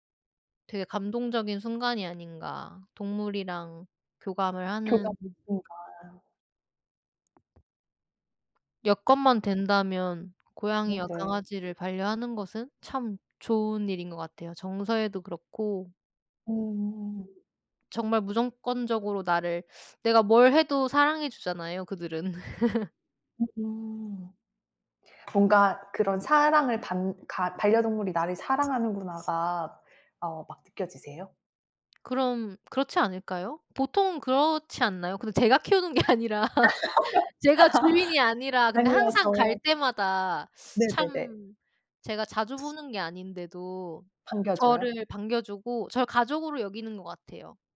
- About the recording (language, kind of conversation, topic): Korean, unstructured, 고양이와 강아지 중 어떤 반려동물이 더 사랑스럽다고 생각하시나요?
- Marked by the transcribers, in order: other background noise; tapping; laugh; laugh; laughing while speaking: "아"; laughing while speaking: "게 아니라"